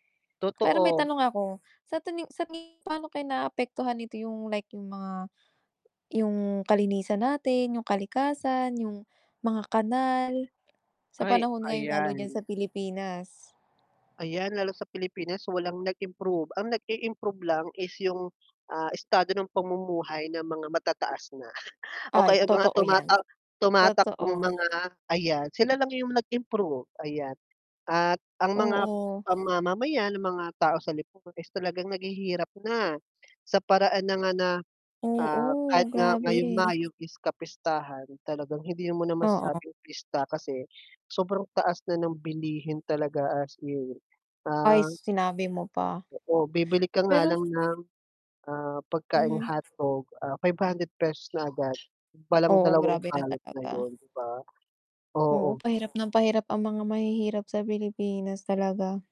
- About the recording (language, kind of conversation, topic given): Filipino, unstructured, Ano ang masasabi mo sa mga taong nagtatapon ng basura kahit may basurahan naman sa paligid?
- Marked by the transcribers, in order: static; wind; "tingin" said as "tuning"; distorted speech; tapping; scoff; laughing while speaking: "o kaya ang mga tumatak"; other background noise